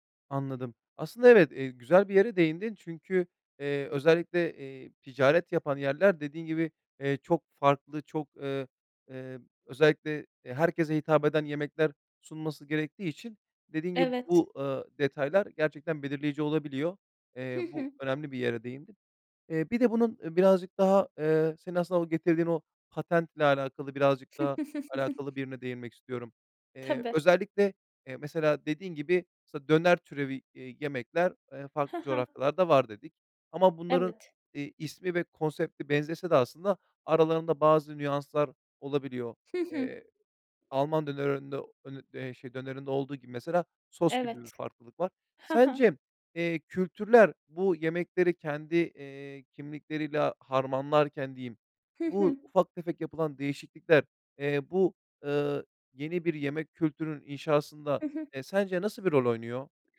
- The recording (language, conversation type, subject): Turkish, podcast, Göç yemekleri yeni kimlikler yaratır mı, nasıl?
- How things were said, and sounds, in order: chuckle